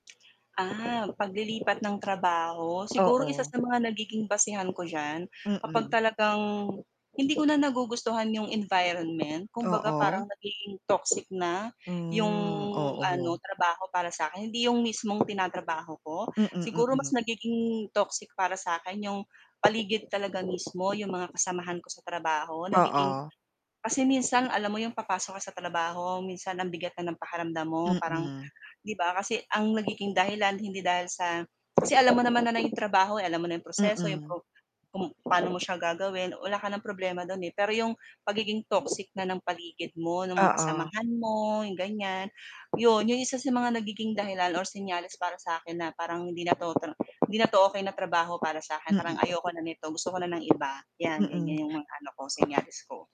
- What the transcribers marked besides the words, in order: mechanical hum; distorted speech
- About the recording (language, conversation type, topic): Filipino, podcast, Ano ang mga senyales na oras na para umalis sa trabaho?